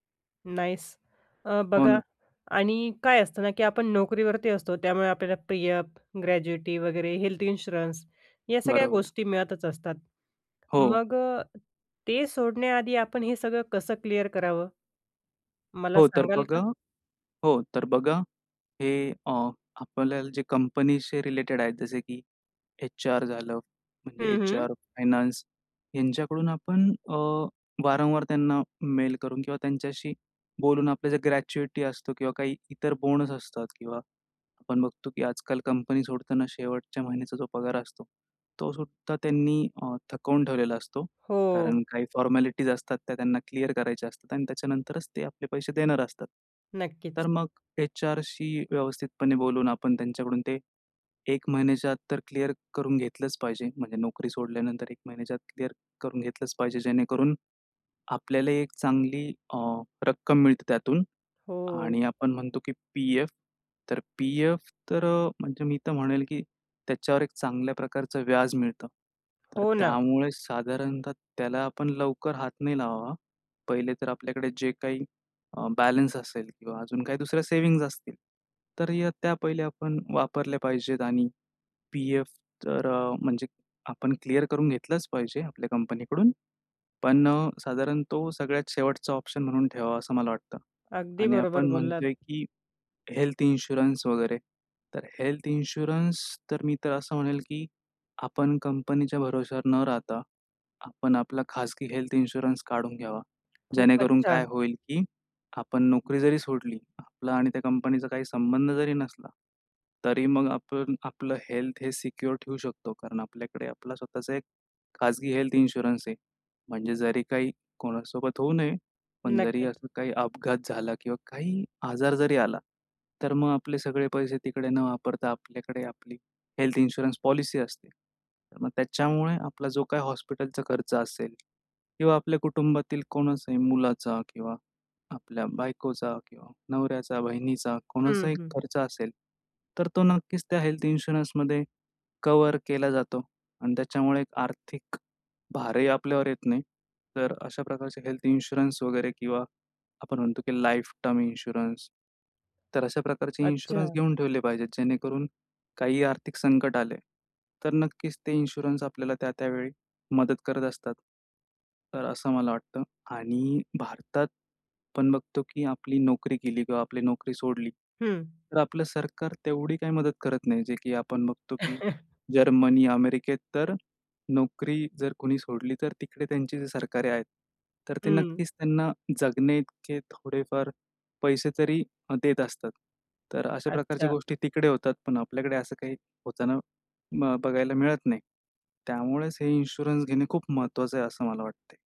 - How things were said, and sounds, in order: in English: "नाईस!"; in English: "पी-एफ, ग्रॅज्युएटी"; in English: "हेल्थ इन्शुरन्स"; in English: "रिलेटेड"; in English: "फायनान्स"; in English: "ग्रॅच्युएटी"; in English: "फॉर्मॅलिटीज"; in English: "ऑप्शन"; in English: "हेल्थ इन्शुरन्स"; in English: "हेल्थ इन्शुरन्स"; in English: "हेल्थ इन्शुरन्स"; in English: "हेल्थ"; in English: "सिक्योर"; in English: "हेल्थ इन्शुरन्स"; in English: "हेल्थ इन्शुरन्स पॉलिसी"; in English: "हेल्थ इन्शुरन्समध्ये कव्हर"; in English: "हेल्थ इन्शुरन्स"; in English: "लाइफ टर्म इन्शुरन्स"; in English: "इन्शुरन्स"; in English: "इन्शुरन्स"; chuckle; in English: "इन्शुरन्स"
- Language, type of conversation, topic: Marathi, podcast, नोकरी सोडण्याआधी आर्थिक तयारी कशी करावी?